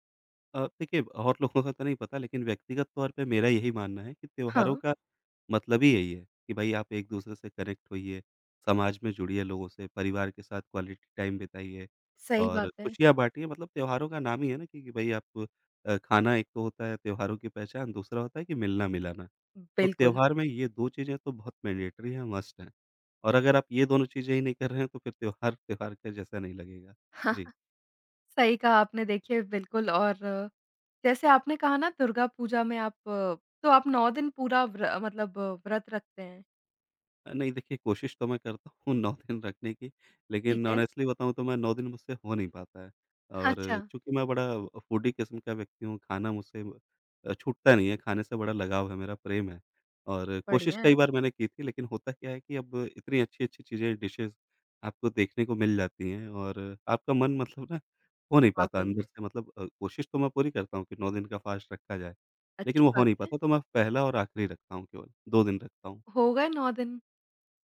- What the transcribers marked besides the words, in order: other background noise; tapping; in English: "कनेक्ट"; in English: "क्वालिटी टाइम"; in English: "मैंडेटरी"; in English: "मस्ट"; chuckle; laughing while speaking: "नौ दिन"; in English: "ऑनेस्टली"; in English: "फूडी"; in English: "डिशेज़"; in English: "फास्ट"
- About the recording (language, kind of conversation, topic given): Hindi, podcast, कौन-सा त्योहार आपको सबसे ज़्यादा भावनात्मक रूप से जुड़ा हुआ लगता है?